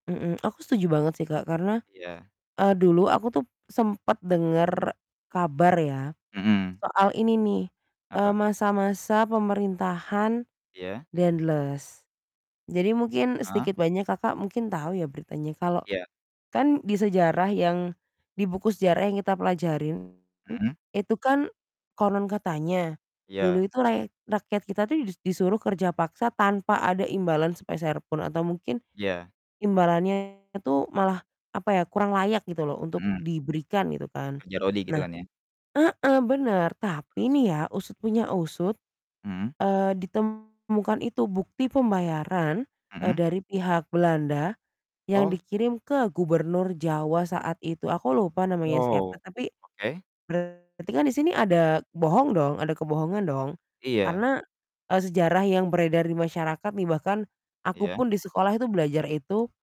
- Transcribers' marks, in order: distorted speech
- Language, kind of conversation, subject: Indonesian, unstructured, Bagaimana jadinya jika sejarah ditulis ulang tanpa berlandaskan fakta yang sebenarnya?